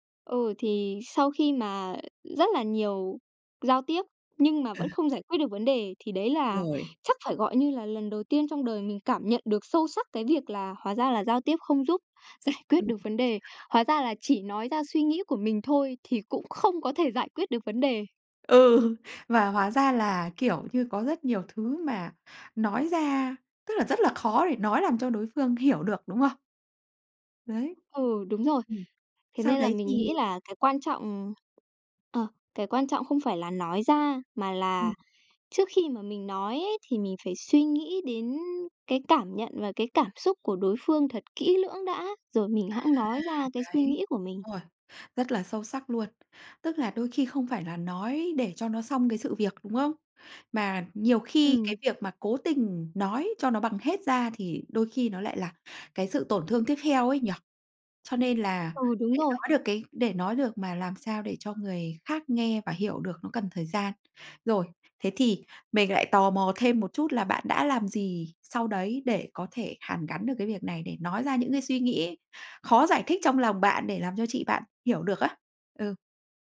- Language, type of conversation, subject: Vietnamese, podcast, Bạn có thể kể về một lần bạn dám nói ra điều khó nói không?
- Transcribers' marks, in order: laughing while speaking: "Ừ"; tapping